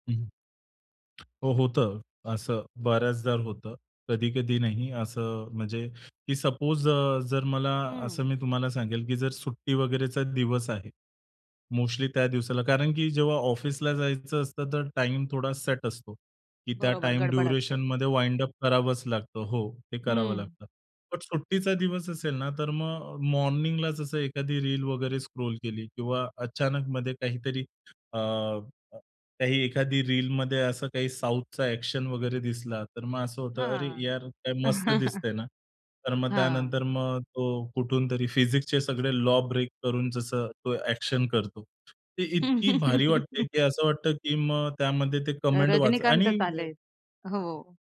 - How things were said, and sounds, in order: tapping; in English: "सपोज"; in English: "वाइंड अप"; other background noise; in English: "ॲक्शन"; chuckle; in English: "लॉ"; in English: "ॲक्शन"; laugh; in English: "कमेंट"
- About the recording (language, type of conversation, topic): Marathi, podcast, सकाळी फोन वापरण्याची तुमची पद्धत काय आहे?